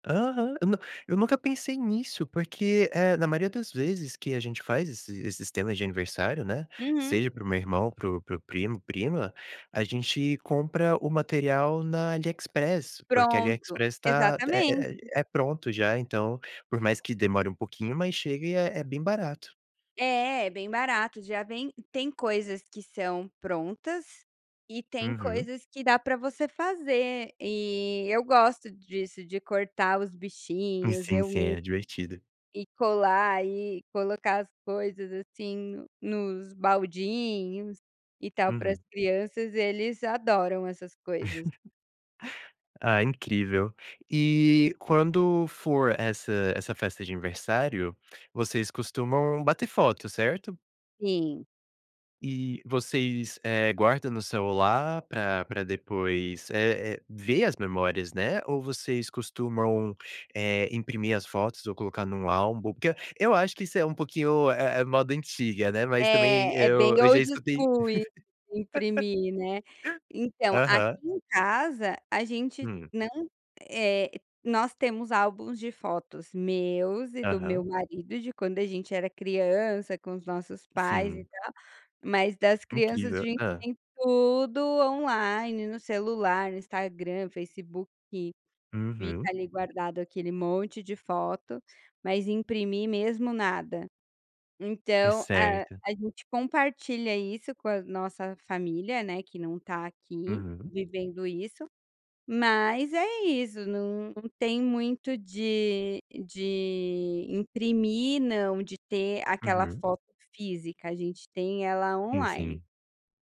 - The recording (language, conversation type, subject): Portuguese, podcast, Como cada geração na sua família usa as redes sociais e a tecnologia?
- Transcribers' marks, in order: chuckle; other noise; in English: "old school"; laugh; in English: "online"; in English: "online"